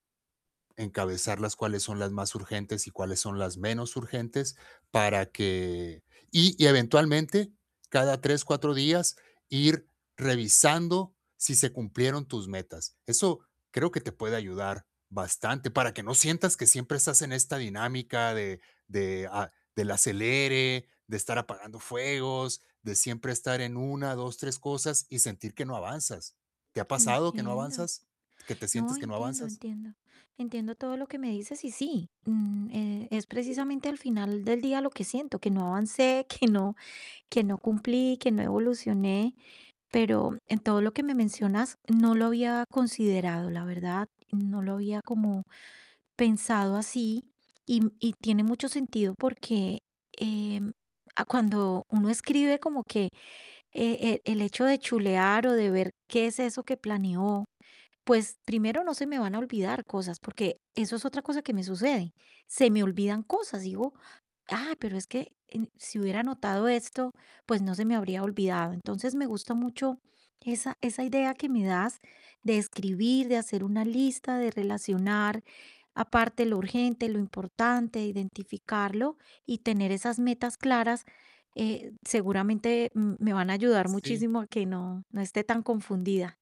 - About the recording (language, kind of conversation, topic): Spanish, advice, ¿Cómo puedo priorizar lo importante sobre lo urgente sin perder de vista mis valores?
- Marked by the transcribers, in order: tapping; static; other background noise; laughing while speaking: "que no"